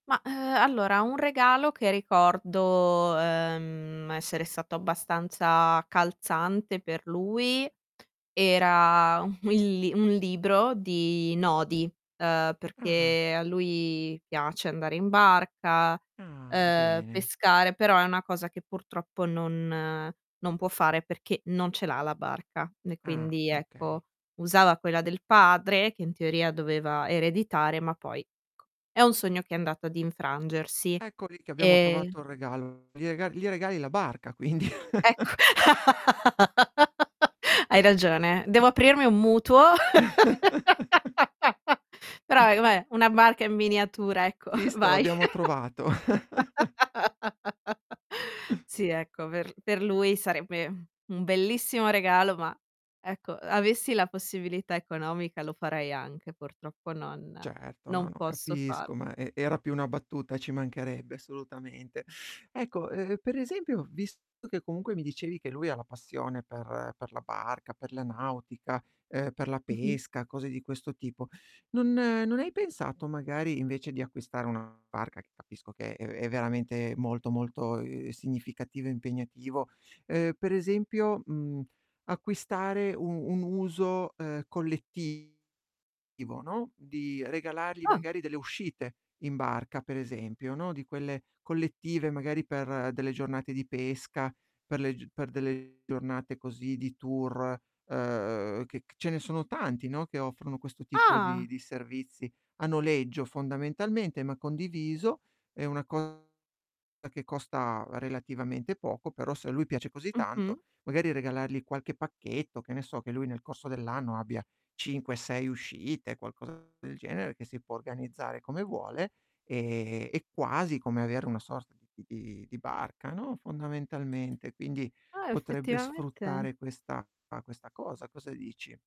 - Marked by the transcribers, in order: drawn out: "uhm"; drawn out: "era"; snort; tapping; distorted speech; drawn out: "Ah"; chuckle; laugh; chuckle; laugh; chuckle; chuckle; laugh; chuckle; other background noise; teeth sucking; surprised: "Ah"; drawn out: "e"
- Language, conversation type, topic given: Italian, advice, Come posso trovare regali che siano davvero significativi?